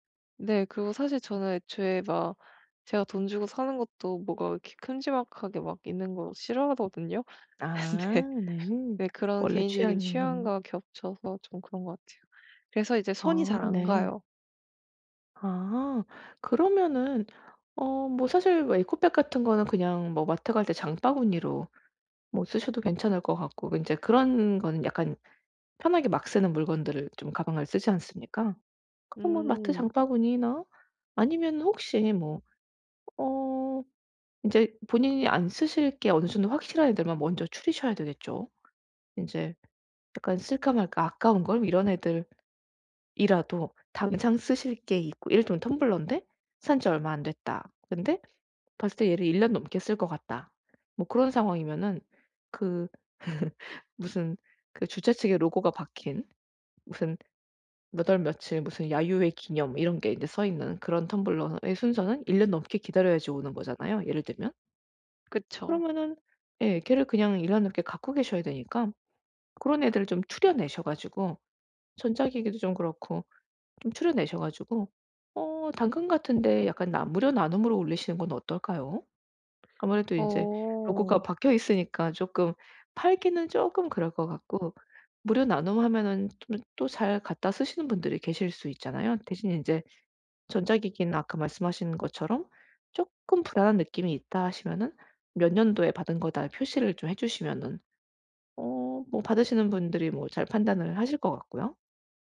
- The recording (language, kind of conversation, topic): Korean, advice, 감정이 담긴 오래된 물건들을 이번에 어떻게 정리하면 좋을까요?
- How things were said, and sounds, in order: laughing while speaking: "근데"; tapping; laugh